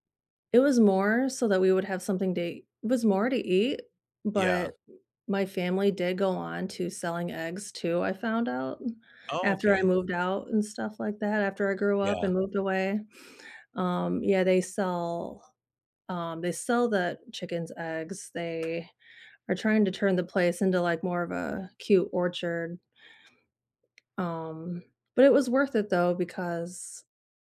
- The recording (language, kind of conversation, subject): English, unstructured, How do time and money affect your experience of keeping a pet, and why do you think it is worth it?
- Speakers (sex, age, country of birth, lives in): female, 35-39, United States, United States; male, 65-69, United States, United States
- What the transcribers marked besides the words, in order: tapping